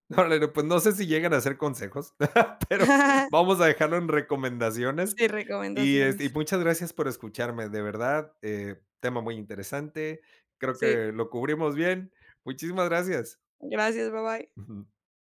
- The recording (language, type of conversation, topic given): Spanish, podcast, ¿Por qué crees que la visibilidad es importante?
- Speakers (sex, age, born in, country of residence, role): female, 30-34, Mexico, Mexico, host; male, 40-44, Mexico, Mexico, guest
- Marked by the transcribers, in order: laugh